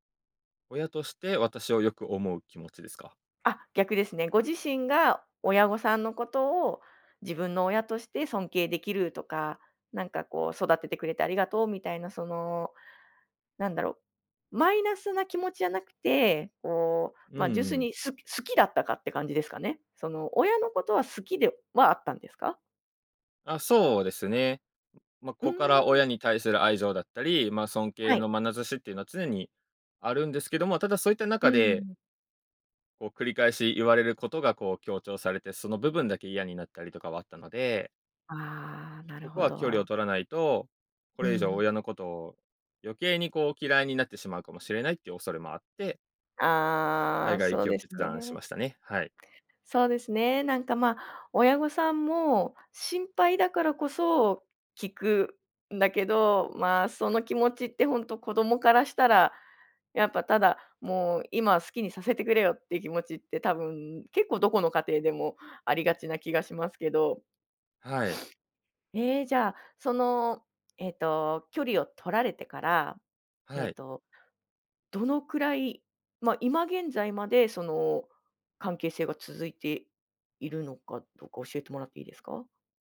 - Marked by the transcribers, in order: sniff
- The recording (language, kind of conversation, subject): Japanese, podcast, 親と距離を置いたほうがいいと感じたとき、どうしますか？